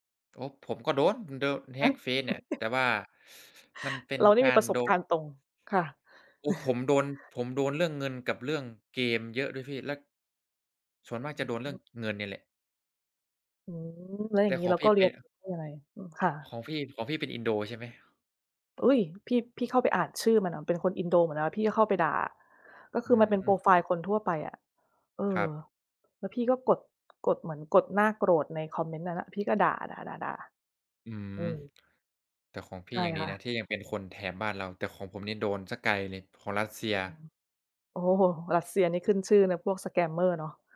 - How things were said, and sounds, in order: stressed: "โดน"; chuckle; chuckle; other noise; in English: "สแกมเมอร์"
- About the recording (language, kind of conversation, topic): Thai, unstructured, คุณคิดว่าข้อมูลส่วนตัวของเราปลอดภัยในโลกออนไลน์ไหม?